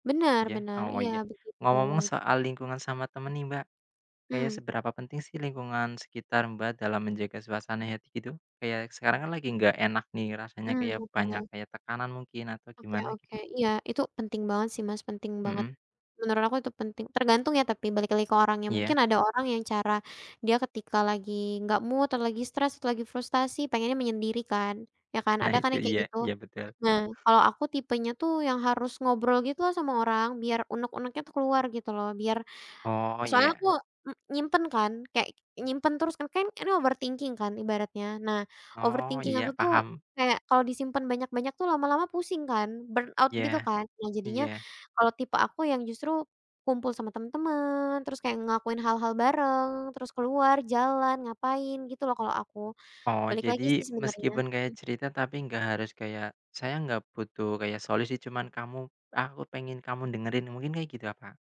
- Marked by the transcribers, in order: tapping; in English: "mood"; in English: "overthinking"; in English: "overthinking"; in English: "burn out"
- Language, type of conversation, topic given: Indonesian, unstructured, Bagaimana cara kamu menjaga suasana hati tetap positif?